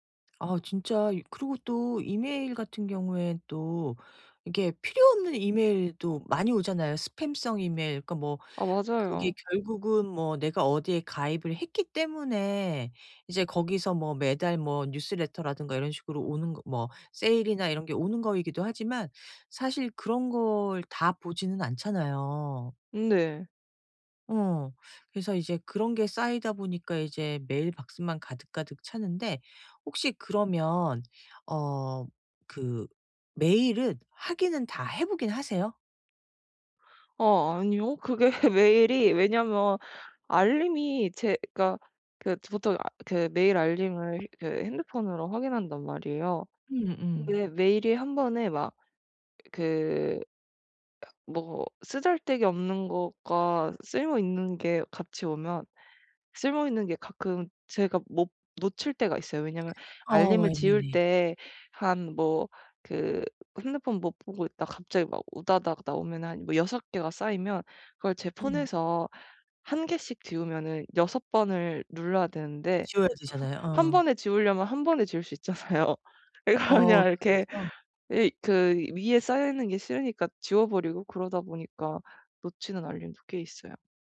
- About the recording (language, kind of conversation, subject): Korean, advice, 이메일과 알림을 오늘부터 깔끔하게 정리하려면 어떻게 시작하면 좋을까요?
- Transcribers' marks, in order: tapping; laughing while speaking: "그게"; other background noise; laugh; laughing while speaking: "있잖아요. 그래서 그냥 이렇게"